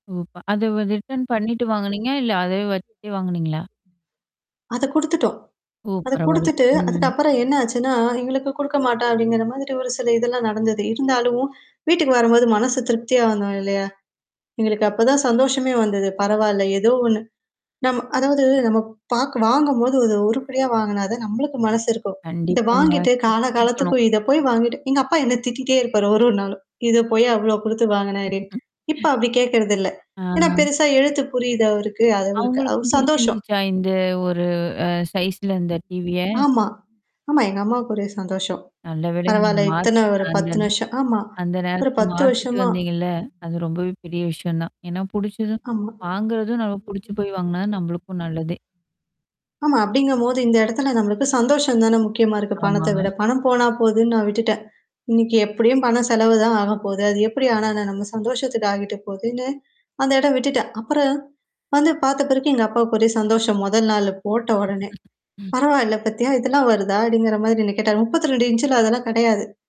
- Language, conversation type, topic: Tamil, podcast, பணம் மற்றும் சந்தோஷம் பற்றிய உங்கள் கருத்து என்ன?
- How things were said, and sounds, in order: unintelligible speech; in English: "ரிட்டர்ன்"; background speech; other background noise; distorted speech; chuckle; in English: "சைஸ்ல"; unintelligible speech; other noise; unintelligible speech; chuckle